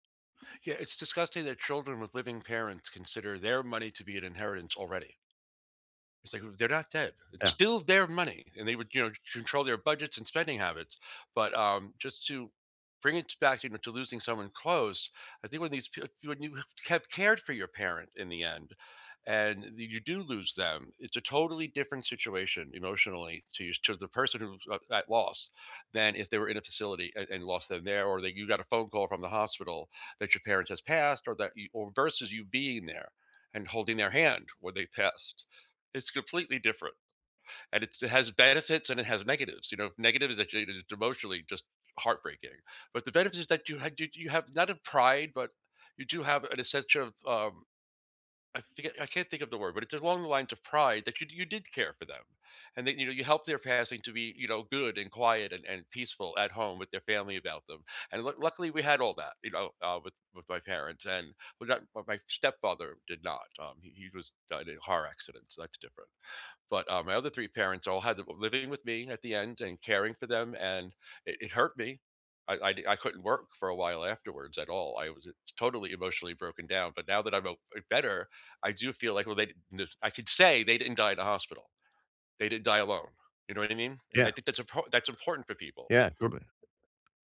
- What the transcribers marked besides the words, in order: "control" said as "chontrol"; unintelligible speech
- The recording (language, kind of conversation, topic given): English, unstructured, What helps people cope with losing someone close?
- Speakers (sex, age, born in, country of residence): male, 40-44, United States, United States; male, 50-54, United States, United States